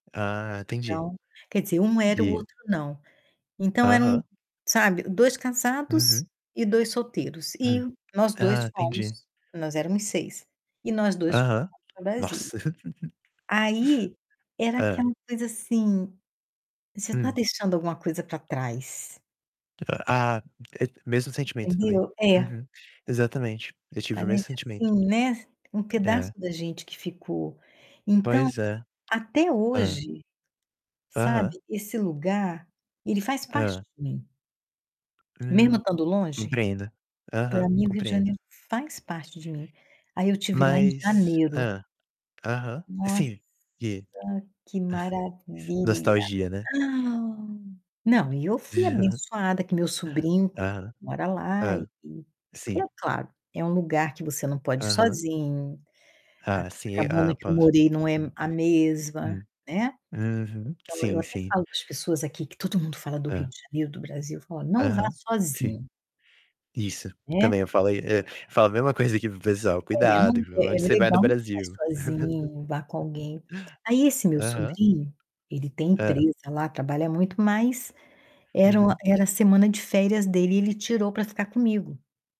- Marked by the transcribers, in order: distorted speech; tapping; laugh; drawn out: "Nossa"; chuckle; gasp; chuckle; other background noise; chuckle
- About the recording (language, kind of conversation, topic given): Portuguese, unstructured, Você já teve que se despedir de um lugar que amava? Como foi?